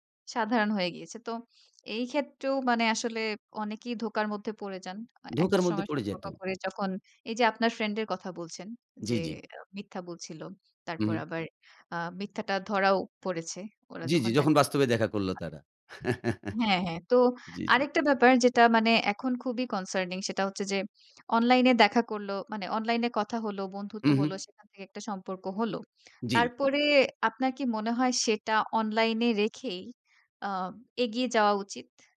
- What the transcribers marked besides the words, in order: other background noise; chuckle; in English: "কনসার্নিং"
- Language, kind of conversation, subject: Bengali, podcast, অনলাইনে কারও সঙ্গে পরিচিত হওয়া আর মুখোমুখি পরিচিত হওয়ার মধ্যে আপনি সবচেয়ে বড় পার্থক্যটা কী মনে করেন?